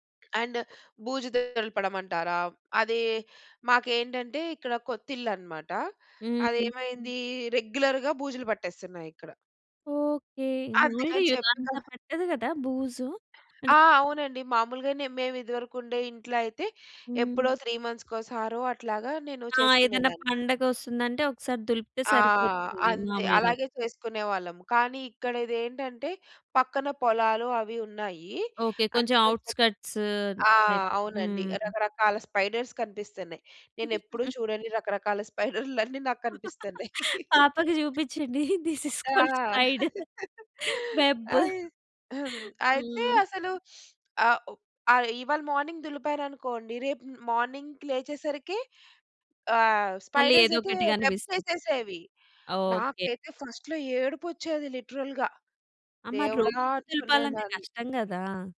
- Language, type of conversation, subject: Telugu, podcast, అతిథులు వచ్చినప్పుడు ఇంటి సన్నాహకాలు ఎలా చేస్తారు?
- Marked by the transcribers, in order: other background noise; in English: "అండ్"; in English: "రెగ్యులర్‌గా"; in English: "త్రీ మంత్స్‌కోసారో"; in English: "ఔట్‌స్కట్స్ టైప్"; in English: "స్పైడర్స్"; laugh; laughing while speaking: "స్పైడర్‌లన్నీ నాకు కనిపిస్తున్నాయి"; laughing while speaking: "పాపకి చూపించండి దిస్ ఈస్ కాల్డ్ స్పై‌డర్ వెబ్"; in English: "దిస్ ఈస్ కాల్డ్ స్పై‌డర్ వెబ్"; laugh; in English: "మార్నింగ్"; in English: "మ్ మార్నింగ్‌కి"; in English: "స్పైడర్స్"; in English: "వెబ్స్"; in English: "ఫస్ట్‌లో"; in English: "లిటరల్‌గా"